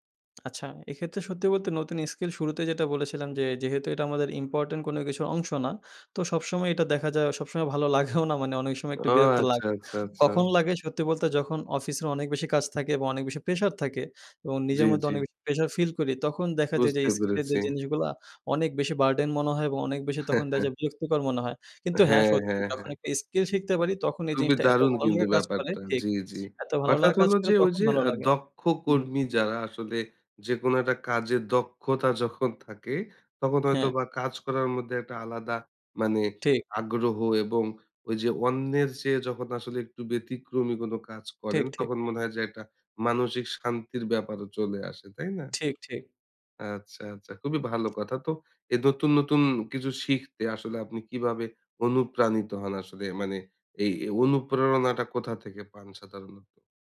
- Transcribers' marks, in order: laughing while speaking: "লাগেও"; "মানে" said as "মানি"; in English: "বার্ডেন"; chuckle; tapping
- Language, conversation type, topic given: Bengali, podcast, নতুন দক্ষতা শেখা কীভাবে কাজকে আরও আনন্দদায়ক করে তোলে?